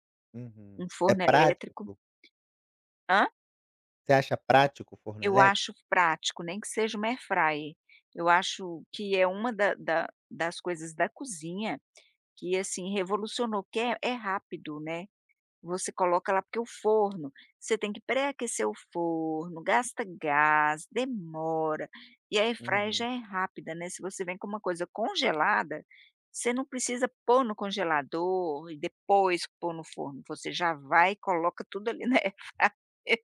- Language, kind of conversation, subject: Portuguese, podcast, O que é essencial numa cozinha prática e funcional pra você?
- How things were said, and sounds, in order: tapping; other background noise; laughing while speaking: "ali na airfryer"